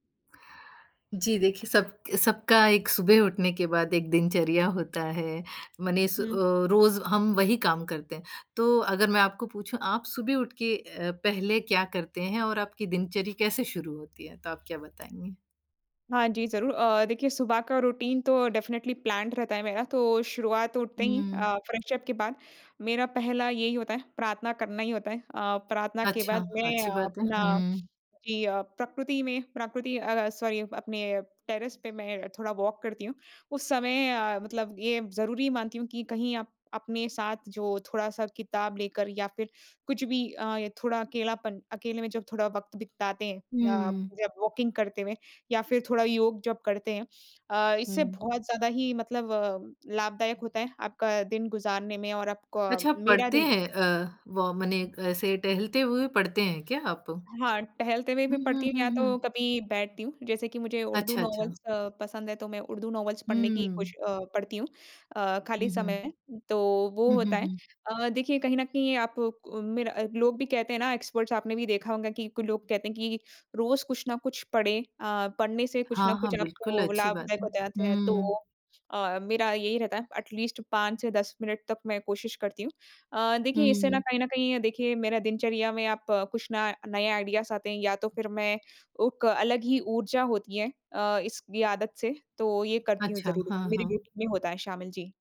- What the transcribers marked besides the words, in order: tapping; in English: "रूटीन"; in English: "डेफिनिटली प्लान्ड"; in English: "फ्रेश अप"; in English: "सॉरी"; in English: "टेरेस"; in English: "वॉक"; in English: "वॉकिंग"; in English: "नोवेल्स"; in English: "नोवेल्स"; in English: "एक्सपर्ट्स"; in English: "एट लीस्ट"; in English: "आइडियाज़"; in English: "रूटीन"
- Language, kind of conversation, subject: Hindi, podcast, सुबह की दिनचर्या में आप सबसे ज़रूरी क्या मानते हैं?